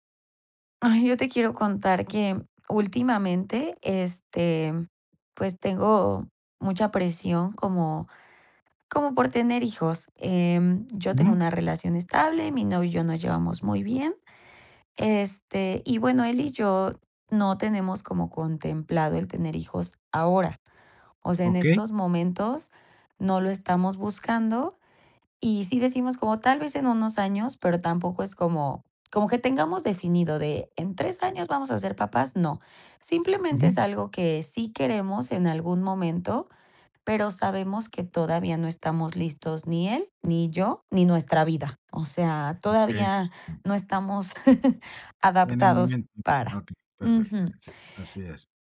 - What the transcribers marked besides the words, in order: other background noise; other noise; chuckle
- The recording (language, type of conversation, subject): Spanish, advice, ¿Cómo puedo manejar la presión de otras personas para tener hijos o justificar que no los quiero?